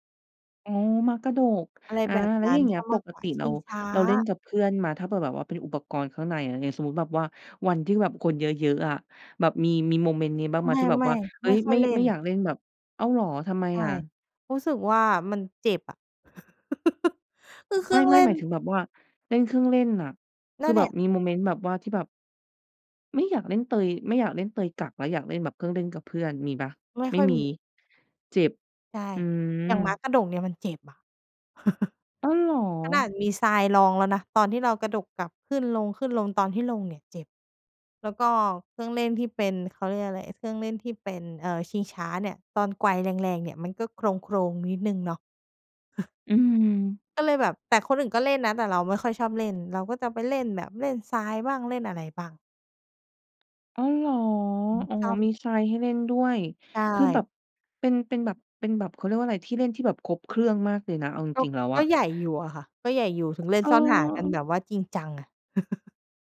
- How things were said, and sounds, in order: laugh; other noise; chuckle; chuckle; tapping; chuckle
- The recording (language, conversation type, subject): Thai, podcast, คุณชอบเล่นเกมอะไรในสนามเด็กเล่นมากที่สุด?